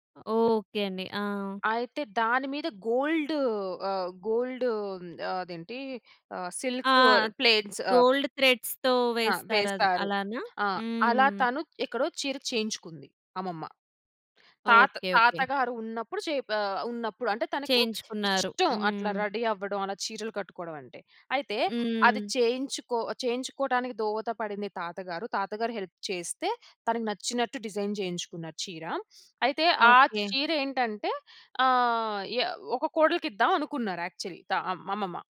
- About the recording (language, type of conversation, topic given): Telugu, podcast, మీ దగ్గర ఉన్న ఏదైనా ఆభరణం గురించి దాని కథను చెప్పగలరా?
- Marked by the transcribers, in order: in English: "ప్లేట్స్"; in English: "గోల్డ్ థ్రెడ్స్‌తో"; other background noise; in English: "రెడీ"; in English: "హెల్ప్"; in English: "డిజైన్"; in English: "యాక్చలీ"